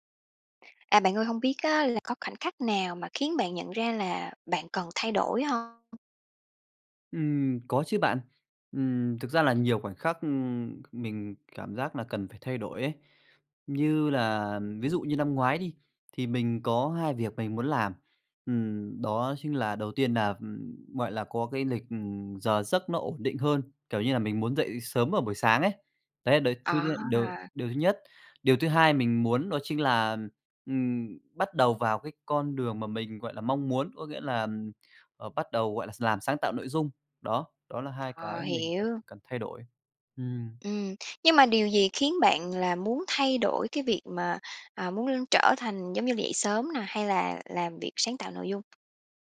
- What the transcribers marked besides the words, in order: tapping
- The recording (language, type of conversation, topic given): Vietnamese, podcast, Bạn làm thế nào để duy trì động lực lâu dài khi muốn thay đổi?